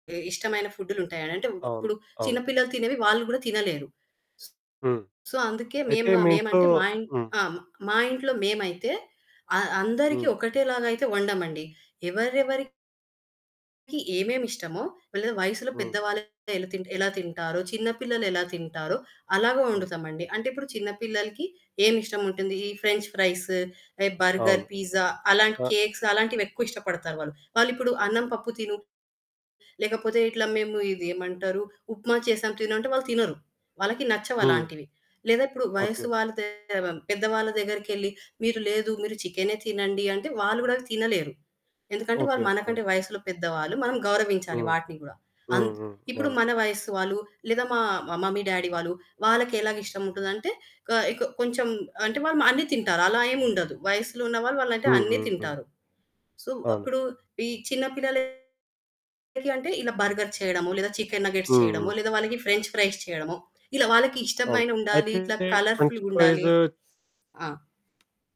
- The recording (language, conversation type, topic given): Telugu, podcast, వంటను పంచుకునేటప్పుడు అందరి ఆహార అలవాట్ల భిన్నతలను మీరు ఎలా గౌరవిస్తారు?
- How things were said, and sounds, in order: other background noise; in English: "సో"; distorted speech; in English: "ఫ్రెంచ్ ఫ్రైస్"; in English: "కేక్స్"; unintelligible speech; in English: "మమ్మీ డాడీ"; in English: "సో"; in English: "చికెన్ నగ్గెట్స్"; in English: "ఫ్రెంచ్ ఫ్రైస్"; in English: "ఫ్రెంచ్ ఫ్రైస్"; in English: "కలర్"